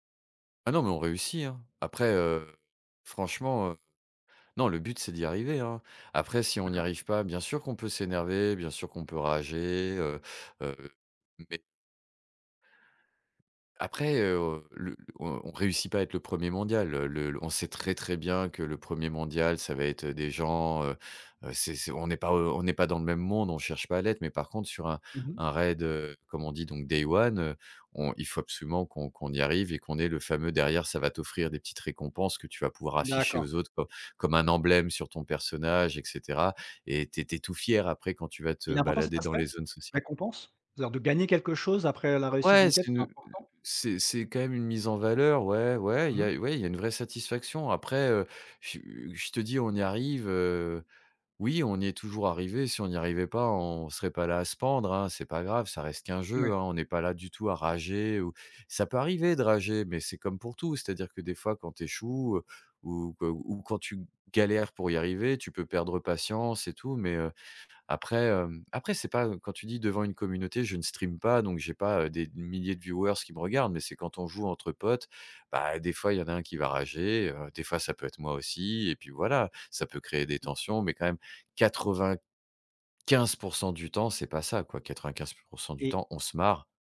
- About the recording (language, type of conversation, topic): French, podcast, Quel jeu vidéo t’a offert un vrai refuge, et comment ?
- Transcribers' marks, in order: in English: "day one"; in English: "viewers"; stressed: "quatre-vingt-quinze"